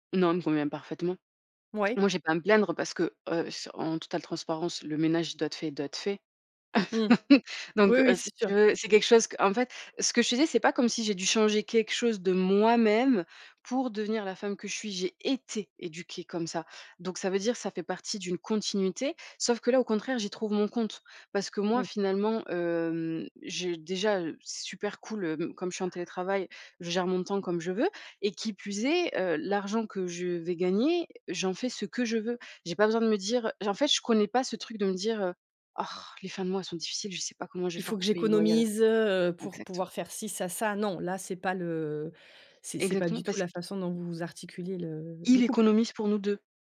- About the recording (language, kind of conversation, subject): French, podcast, Comment gères-tu le partage des tâches à la maison ?
- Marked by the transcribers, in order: tapping; laugh; stressed: "moi-même"; stressed: "été"; stressed: "Il"